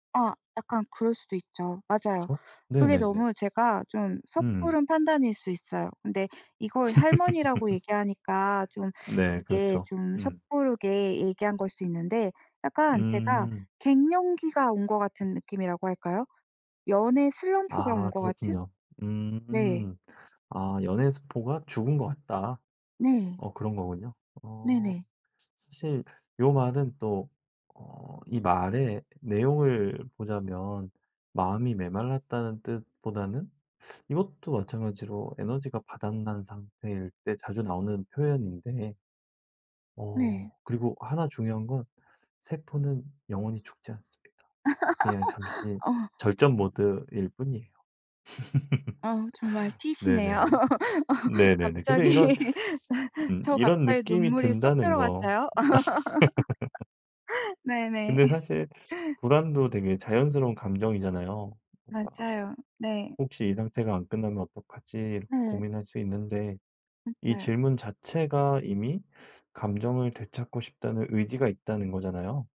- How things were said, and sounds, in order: other background noise; tapping; laugh; teeth sucking; laugh; laugh; laugh; laughing while speaking: "갑자기"; laugh; laugh
- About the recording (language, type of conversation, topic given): Korean, advice, 요즘 감정이 무뎌지고 일상에 흥미가 없다고 느끼시나요?